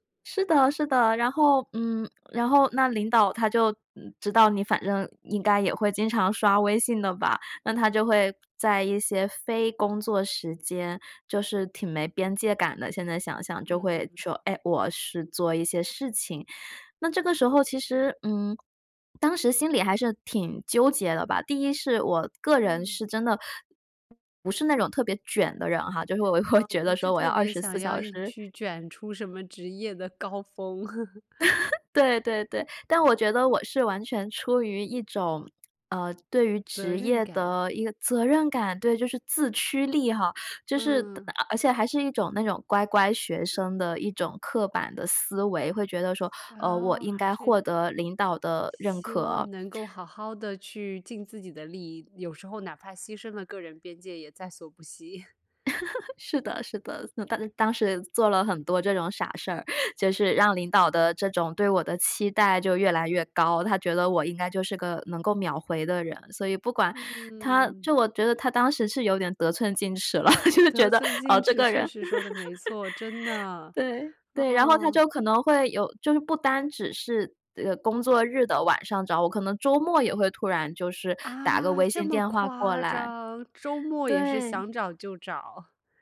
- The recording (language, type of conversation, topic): Chinese, podcast, 如何在工作和私生活之间划清科技使用的界限？
- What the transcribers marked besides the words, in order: joyful: "是的，是的，然后"; swallow; other background noise; laugh; chuckle; laughing while speaking: "惜"; laugh; joyful: "是的，是的"; chuckle; laughing while speaking: "就觉得，哦，这个人。对，对"; surprised: "啊？这么夸张"; tapping